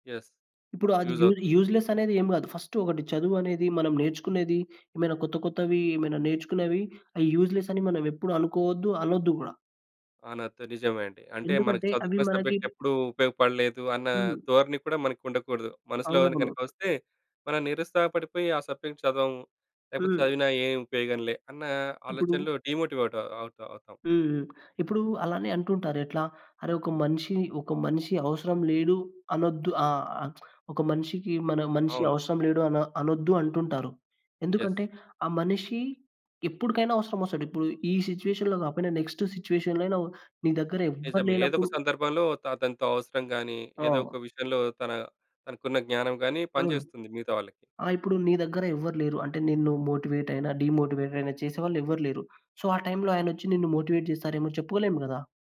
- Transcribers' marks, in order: in English: "యెస్. యూజ్"; in English: "యూస్ యూజ్లెస్"; in English: "ఫస్ట్"; in English: "యూజ్లెస్"; in English: "సబ్జెక్ట్"; tapping; in English: "సబ్జెక్ట్"; in English: "డీమోటివేట్"; lip smack; in English: "యెస్"; in English: "సిట్యుయేషన్‌లో"; in English: "నెక్స్ట్ సిట్యుయేషన్‌లో"; in English: "మోటివేట్"; in English: "డీమోటివేట్"; in English: "సో"; in English: "మోటివేట్"
- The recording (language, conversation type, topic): Telugu, podcast, ప్రతి రోజు చిన్న విజయాన్ని సాధించడానికి మీరు అనుసరించే పద్ధతి ఏమిటి?